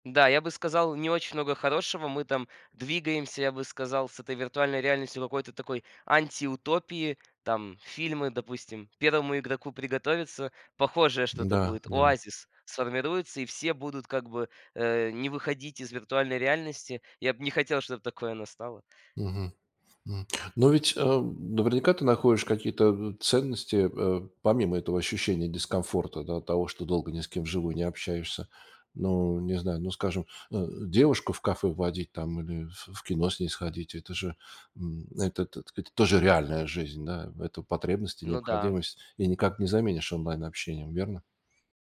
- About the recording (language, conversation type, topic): Russian, podcast, Как вы находите баланс между онлайн‑дружбой и реальной жизнью?
- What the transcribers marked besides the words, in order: other background noise